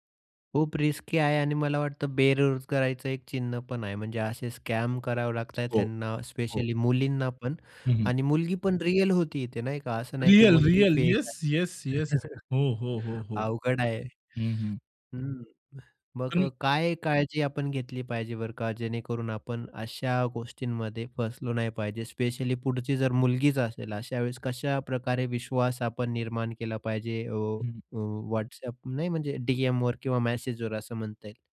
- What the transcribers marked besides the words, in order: in English: "रिस्की"; "बेरोजगारांच" said as "बेरोजगरायचं"; chuckle; unintelligible speech
- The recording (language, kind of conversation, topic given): Marathi, podcast, ऑनलाइन ओळखीत आणि प्रत्यक्ष भेटीत विश्वास कसा निर्माण कराल?